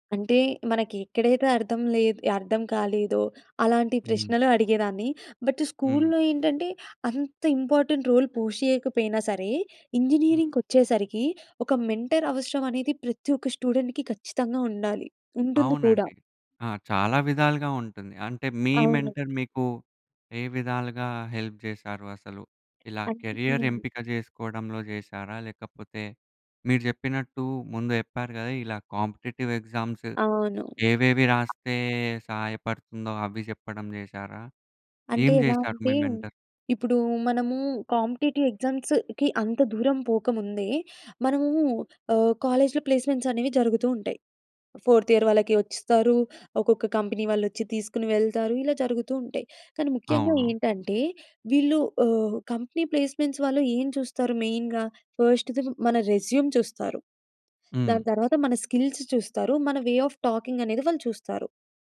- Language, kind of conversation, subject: Telugu, podcast, నువ్వు మెంటర్‌ను ఎలాంటి ప్రశ్నలు అడుగుతావు?
- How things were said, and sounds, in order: in English: "బట్"; in English: "ఇంపార్టెంట్ రోల్ పుష్"; in English: "మెంటర్"; in English: "స్టూడెంట్‌కీ"; in English: "మెంటర్"; in English: "హెల్ప్"; in English: "కెరియర్"; in English: "కాంపిటీటివ్ ఎగ్జామ్స్"; other background noise; in English: "మెంటర్?"; in English: "కాంపిటీటివ్ ఎగ్జామ్స్‌కి"; in English: "కాలేజ్‌లో ప్లేస్మెంట్స్"; in English: "ఫోర్త్ ఇయర్"; in English: "కంపెనీ"; in English: "కంపెనీ ప్లేస్మెంట్స్"; in English: "మెయిన్‌గా. ఫస్ట్‌ది"; in English: "రెజ్యూమ్"; in English: "స్కిల్స్"; in English: "వే ఆఫ్ టాకింగ్"